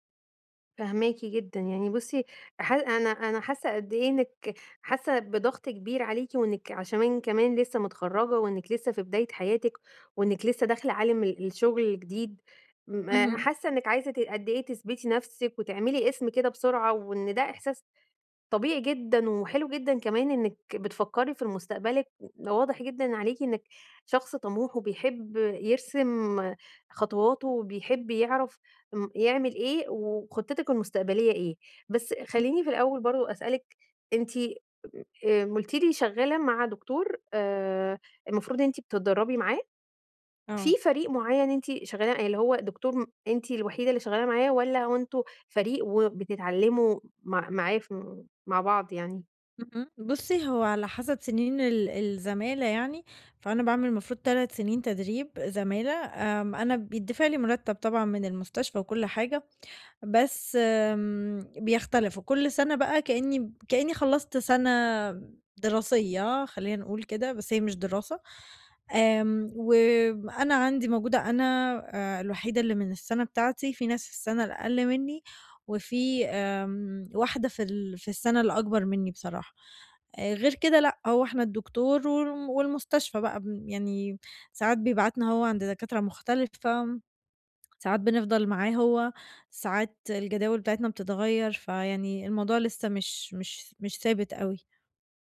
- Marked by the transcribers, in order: unintelligible speech
- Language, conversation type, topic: Arabic, advice, إزاي أبدأ أبني سمعة مهنية قوية في شغلي؟